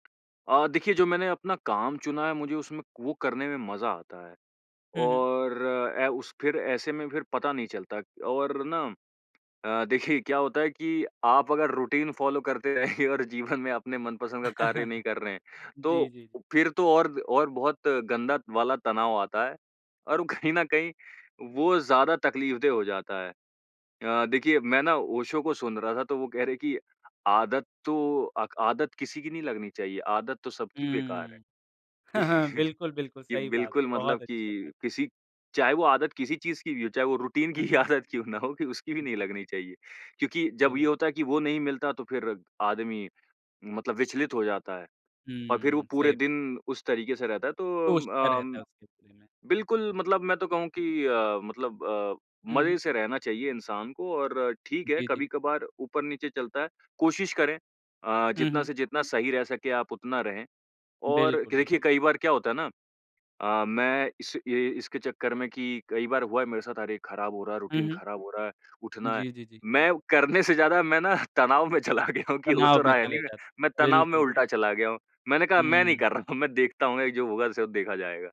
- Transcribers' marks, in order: in English: "रूटीन फ़ॉलो"; laughing while speaking: "रहेंगे"; laughing while speaking: "जीवन"; chuckle; laughing while speaking: "कहीं"; chuckle; laughing while speaking: "हाँ, हाँ"; in English: "रूटीन"; laughing while speaking: "की ही आदत क्यों ना हो"; in English: "रूटीन"; laughing while speaking: "करने"; laughing while speaking: "ना तनाव में चला गया हूँ"; laughing while speaking: "रहा"
- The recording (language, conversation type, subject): Hindi, podcast, रूटीन टूटने के बाद आप फिर से कैसे पटरी पर लौटते हैं?
- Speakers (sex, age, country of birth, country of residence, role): male, 25-29, India, India, guest; male, 25-29, India, India, host